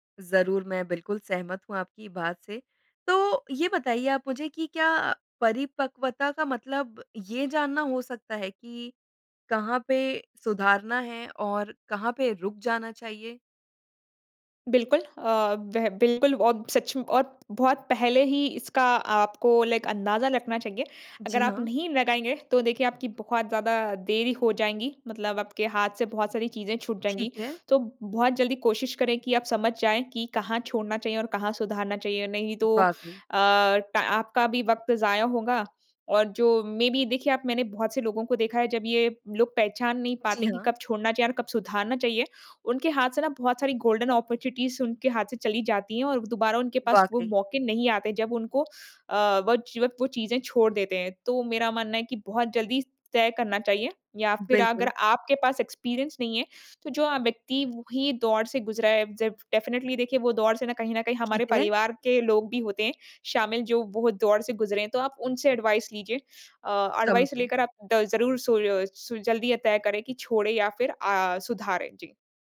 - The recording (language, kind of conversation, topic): Hindi, podcast, किसी रिश्ते, काम या स्थिति में आप यह कैसे तय करते हैं कि कब छोड़ देना चाहिए और कब उसे सुधारने की कोशिश करनी चाहिए?
- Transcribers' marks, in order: in English: "लाइक"; in English: "मेय बी"; tapping; in English: "गोल्डन ऑपर्चुनिटीज़"; in English: "एक्सपीरियंस"; in English: "डेफ़िनेटली"; in English: "एडवाइज़"; in English: "एडवाइज़"